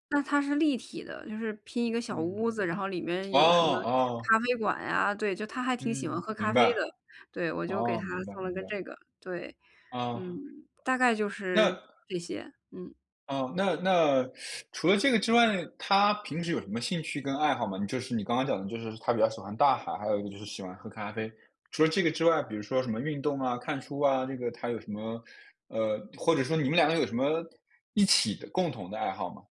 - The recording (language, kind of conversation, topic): Chinese, advice, 我该如何为亲友挑选合适的礼物？
- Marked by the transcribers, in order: teeth sucking